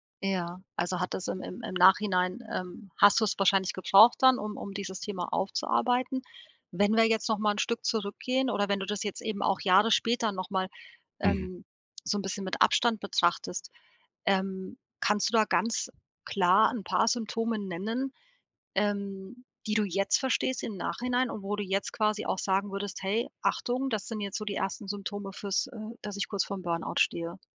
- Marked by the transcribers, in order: none
- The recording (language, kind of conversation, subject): German, podcast, Wie merkst du, dass du kurz vor einem Burnout stehst?